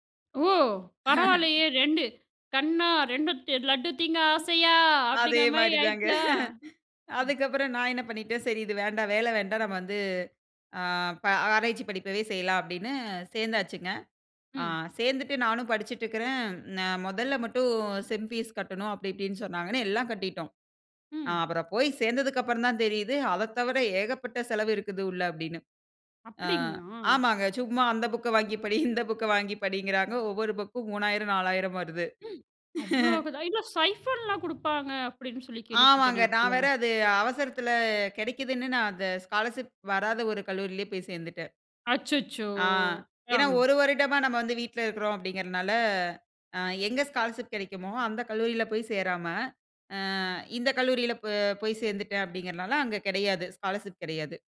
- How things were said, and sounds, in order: chuckle; other background noise; chuckle; laughing while speaking: "அந்த புக்க வாங்கி படி, இந்த புக்க வாங்கி படிங்கிறாங்க"; surprised: "ம்"; chuckle; other noise; in English: "சைஃபன்லாம்"; sad: "அச்சச்சோ! ஆ"
- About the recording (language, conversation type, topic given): Tamil, podcast, உங்களுக்கு முன்னேற்றம் முக்கியமா, அல்லது மனஅமைதி முக்கியமா?